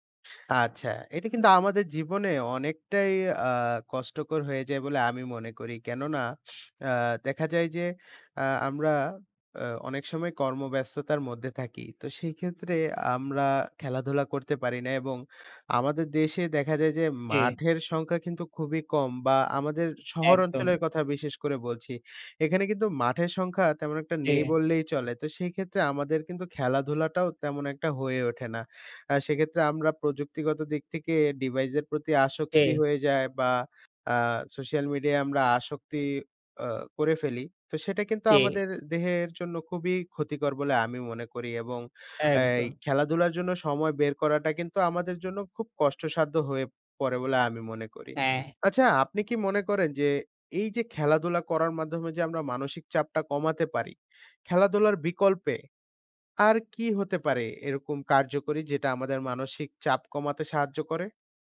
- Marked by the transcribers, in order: "হয়ে" said as "হয়েপ"; other background noise; tapping
- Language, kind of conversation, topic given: Bengali, unstructured, খেলাধুলা করা মানসিক চাপ কমাতে সাহায্য করে কিভাবে?